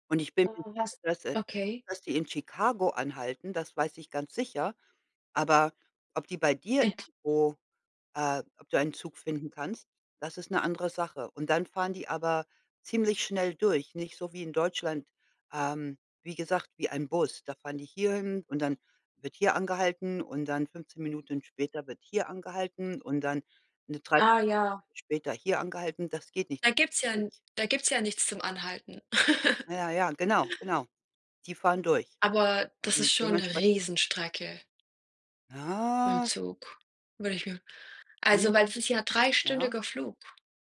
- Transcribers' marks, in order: unintelligible speech; unintelligible speech; chuckle; other background noise; drawn out: "Ah"
- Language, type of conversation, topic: German, unstructured, Was sagt dein Lieblingskleidungsstück über dich aus?